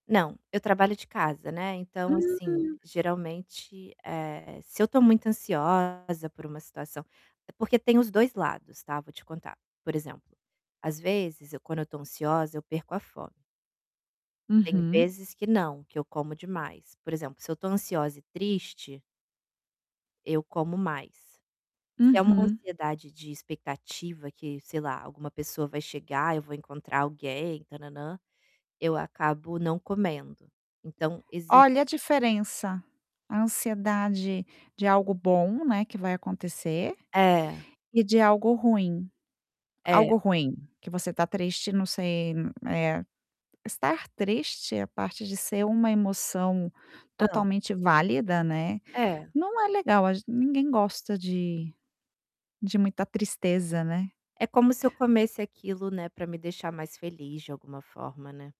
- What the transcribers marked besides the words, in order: distorted speech; other background noise; tapping
- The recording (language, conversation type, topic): Portuguese, advice, Como posso diferenciar a fome física da vontade de comer por emoção?